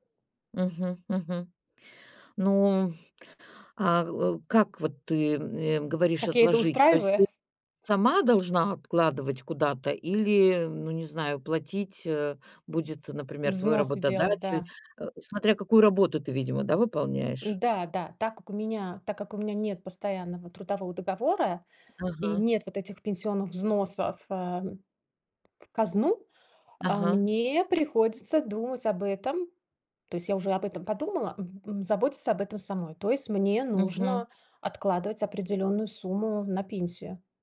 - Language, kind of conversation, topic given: Russian, podcast, Стоит ли сейчас ограничивать себя ради более комфортной пенсии?
- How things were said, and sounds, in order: tapping